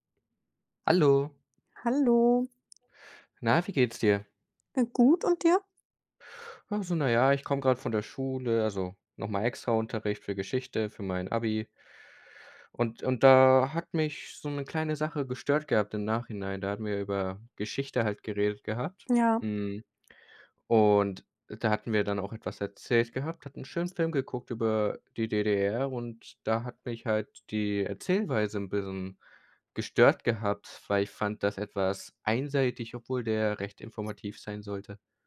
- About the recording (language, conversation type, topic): German, unstructured, Was ärgert dich am meisten an der Art, wie Geschichte erzählt wird?
- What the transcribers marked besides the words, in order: none